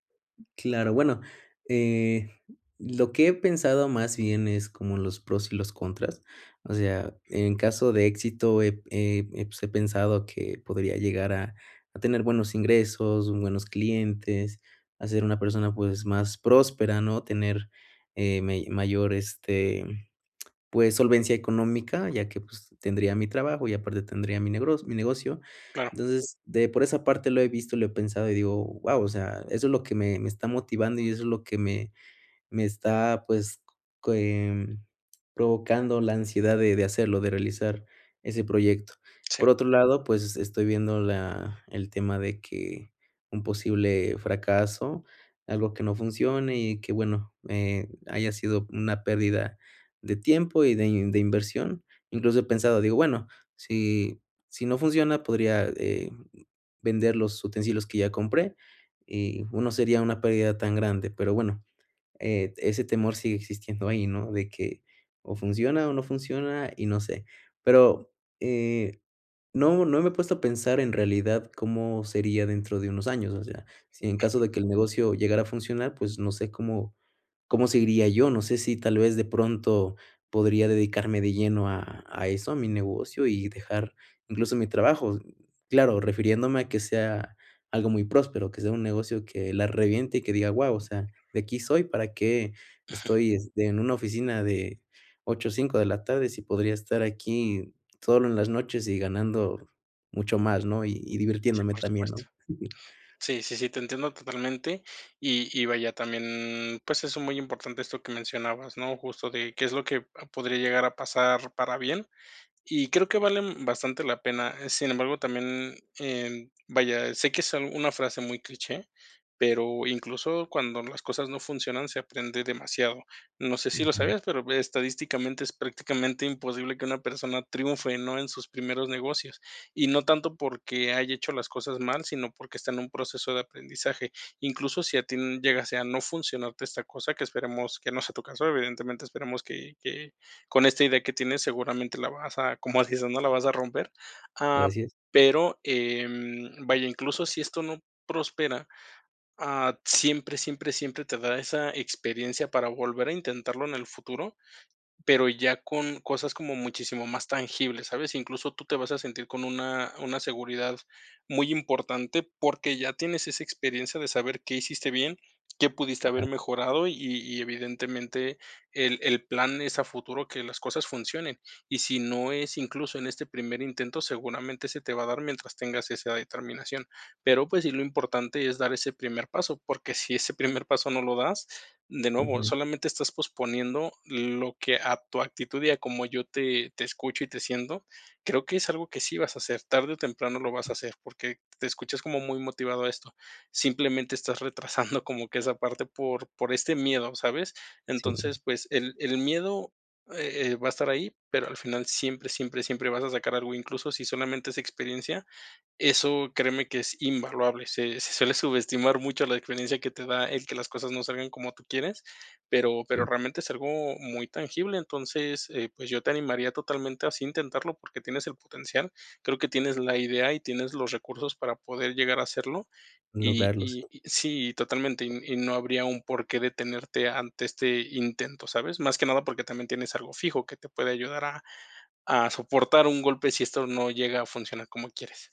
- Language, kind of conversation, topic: Spanish, advice, ¿Cómo puedo dejar de procrastinar constantemente en una meta importante?
- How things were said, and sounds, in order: other background noise; other noise; chuckle; chuckle; chuckle; chuckle; chuckle